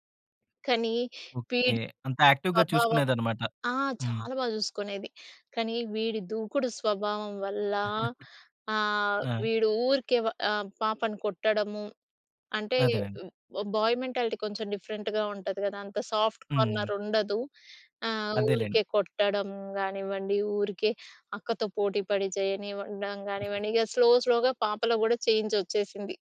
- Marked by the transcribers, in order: in English: "యాక్టివ్‌గా"; chuckle; in English: "బాయ్ మెంటాలిటీ"; in English: "డిఫరెంట్‌గా"; in English: "సాఫ్ట్ కార్నర్"; in English: "స్లో, స్లోగా"; giggle
- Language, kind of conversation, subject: Telugu, podcast, ఇంటి పనుల్లో కుటుంబ సభ్యులను ఎలా చేర్చుకుంటారు?